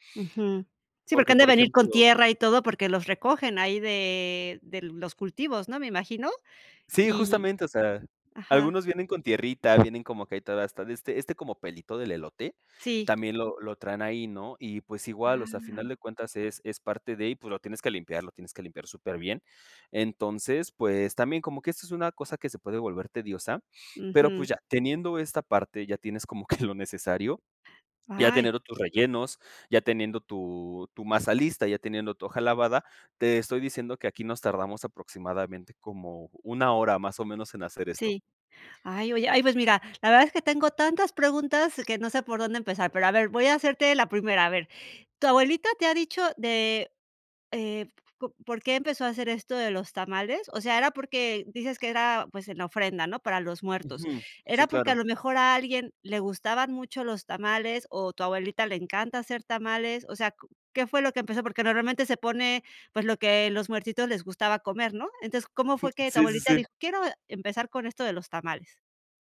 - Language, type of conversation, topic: Spanish, podcast, ¿Tienes alguna receta familiar que hayas transmitido de generación en generación?
- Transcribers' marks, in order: none